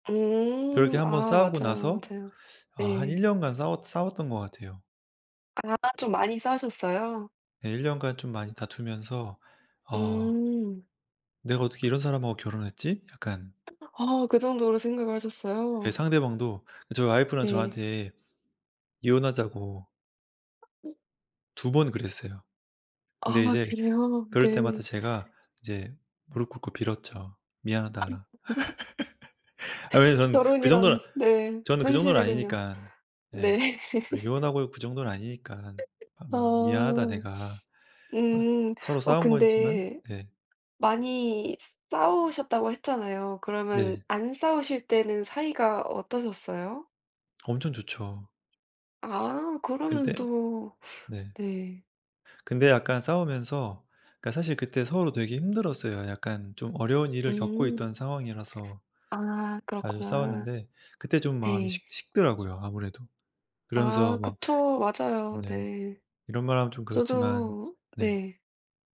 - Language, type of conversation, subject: Korean, unstructured, 누군가를 사랑하다가 마음이 식었다고 느낄 때 어떻게 하는 게 좋을까요?
- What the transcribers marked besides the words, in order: other background noise; tapping; unintelligible speech; laugh; laughing while speaking: "네"; laugh